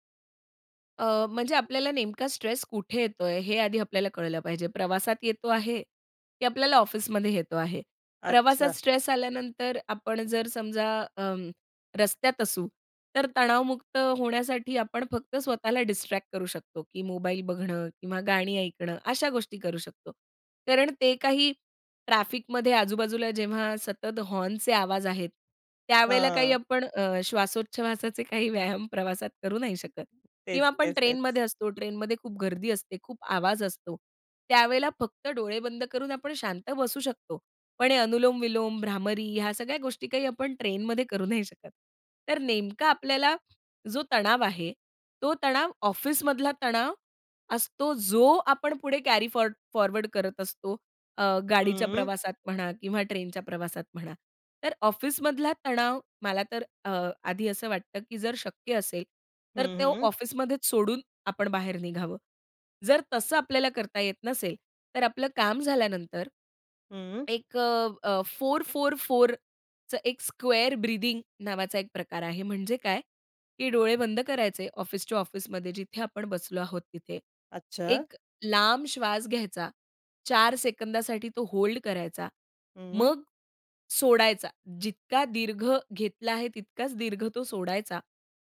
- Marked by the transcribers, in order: in English: "डिस्ट्रॅक्ट"; other noise; laughing while speaking: "काही व्यायाम"; in English: "कॅरी फॉर फॉरवर्ड"; tapping; in English: "फोर फोर फोरचं"; in English: "स्क्वेअर ब्रीथिंग"
- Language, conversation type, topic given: Marathi, podcast, तणावाच्या वेळी श्वासोच्छ्वासाची कोणती तंत्रे तुम्ही वापरता?